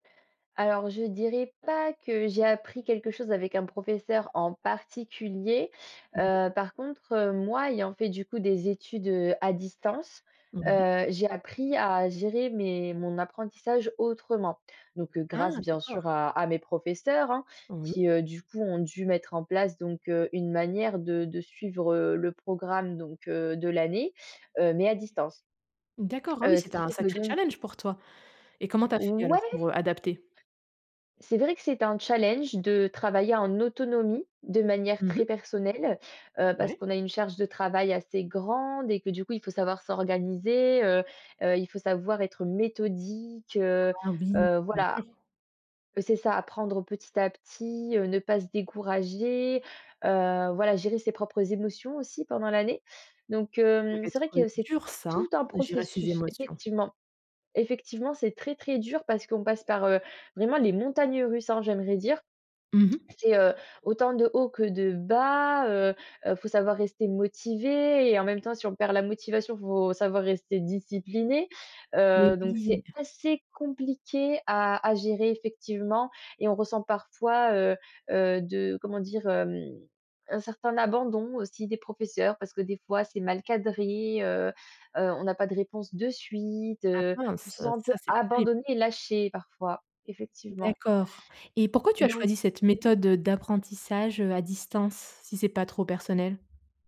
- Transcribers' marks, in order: stressed: "pas"; other background noise; other noise; stressed: "grande"; tapping
- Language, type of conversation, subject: French, podcast, Peux-tu me parler d’une expérience d’apprentissage qui t’a marqué(e) ?